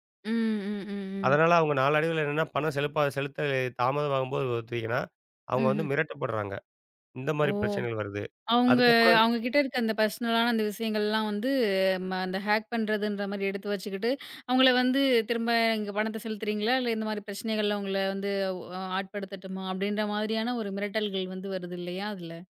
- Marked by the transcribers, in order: in English: "பர்சனலான"; in English: "ஹேக்"
- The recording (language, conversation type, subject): Tamil, podcast, பணத்தைப் பயன்படுத்தாமல் செய்யும் மின்னணு பணப்பரிமாற்றங்கள் உங்கள் நாளாந்த வாழ்க்கையின் ஒரு பகுதியாக எப்போது, எப்படித் தொடங்கின?